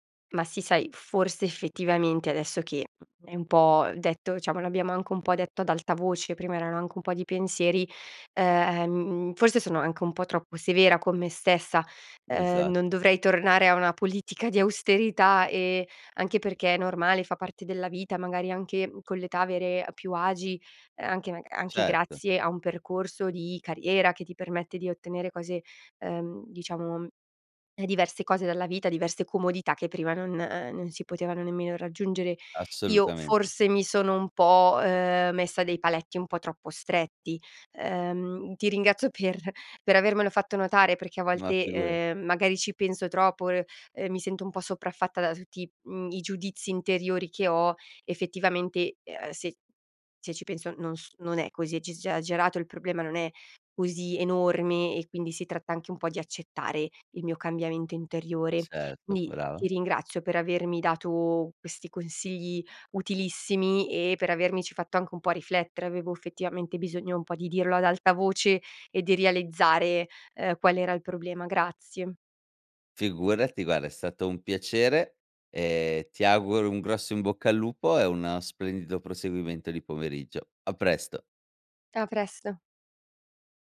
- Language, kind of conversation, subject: Italian, advice, Come posso iniziare a vivere in modo più minimalista?
- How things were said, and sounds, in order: other background noise; "diciamo" said as "ciamo"; "esagerato" said as "agerato"; "Quindi" said as "ndi"; "realizzare" said as "rializzare"